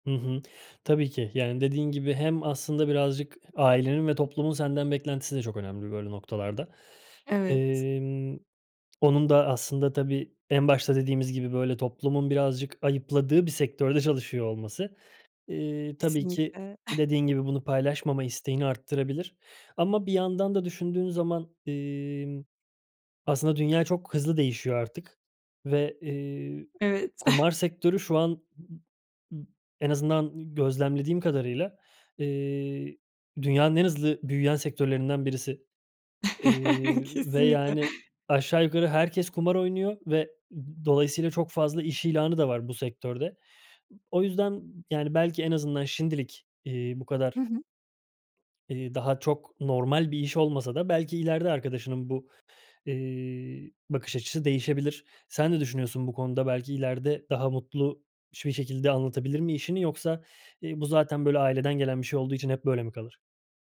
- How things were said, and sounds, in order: chuckle; chuckle; chuckle; laughing while speaking: "Kesinlikle"; "şimdilik" said as "şindilik"; other background noise
- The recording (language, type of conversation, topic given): Turkish, podcast, İşini paylaşırken yaşadığın en büyük korku neydi?